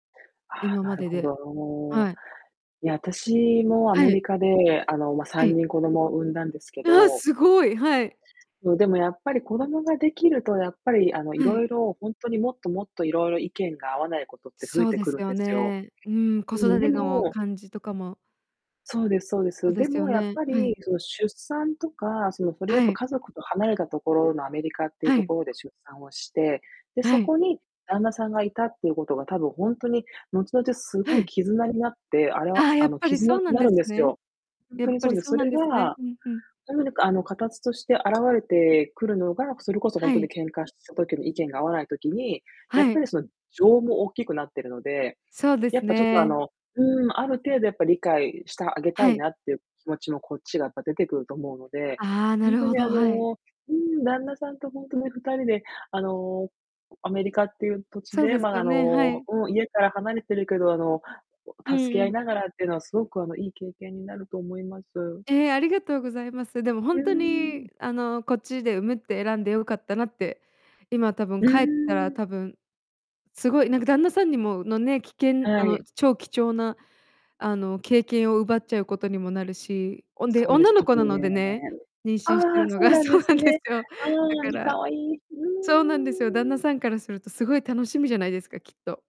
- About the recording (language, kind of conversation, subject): Japanese, unstructured, 恋人と意見が合わないとき、どうしていますか？
- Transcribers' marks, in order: distorted speech; laughing while speaking: "そうなんですよ"